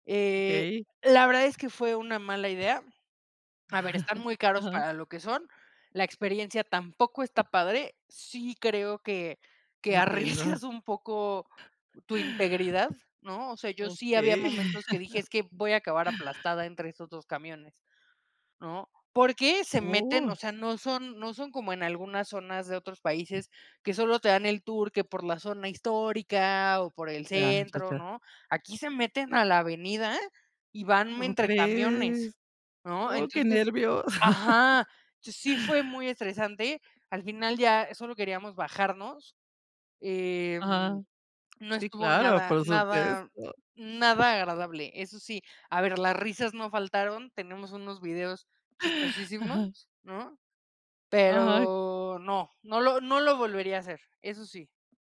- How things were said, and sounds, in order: chuckle; laughing while speaking: "arriesgas"; other noise; chuckle; chuckle
- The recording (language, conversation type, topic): Spanish, podcast, ¿Tienes trucos para viajar barato sin sufrir?